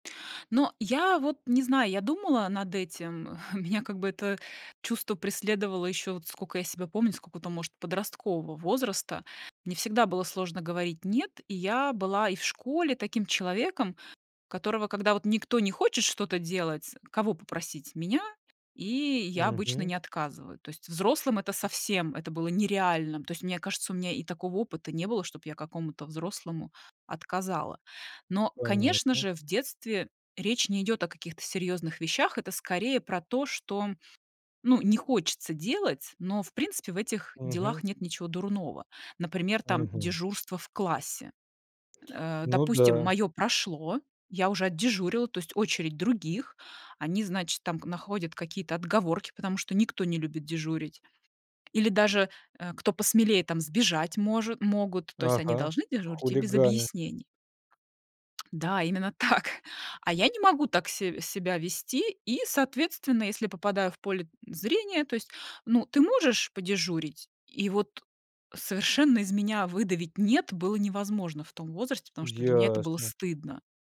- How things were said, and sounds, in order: chuckle; tapping; stressed: "нереальным"; tsk; chuckle; drawn out: "Ясно"
- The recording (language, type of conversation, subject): Russian, podcast, Как вы говорите «нет», чтобы не чувствовать вины?